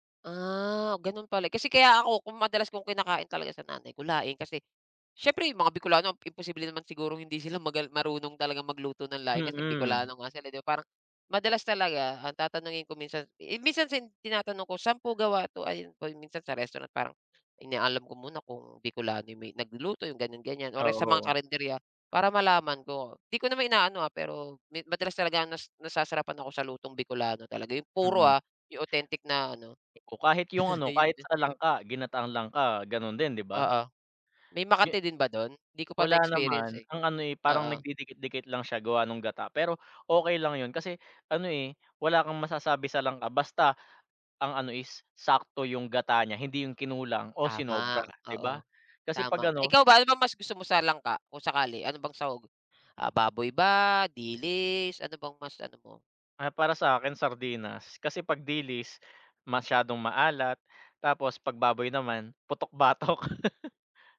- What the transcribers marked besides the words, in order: other background noise; chuckle; tapping; chuckle
- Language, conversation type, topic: Filipino, unstructured, Ano ang unang lugar na gusto mong bisitahin sa Pilipinas?